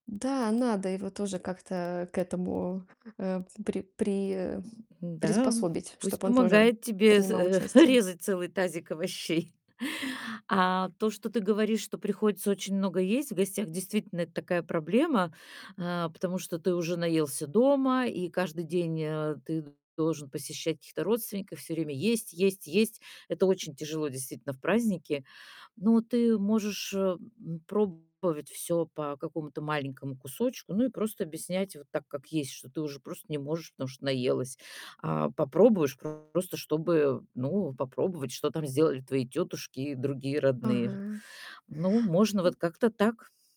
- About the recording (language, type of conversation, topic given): Russian, advice, Как не выгореть и не устать во время праздников?
- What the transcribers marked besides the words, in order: distorted speech; laughing while speaking: "резать"; chuckle; static; other background noise